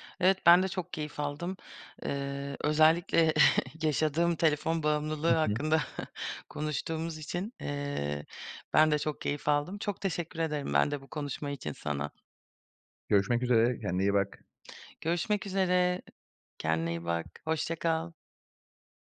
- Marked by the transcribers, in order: chuckle; chuckle; tapping; other background noise
- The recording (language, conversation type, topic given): Turkish, podcast, Telefon olmadan bir gün geçirsen sence nasıl olur?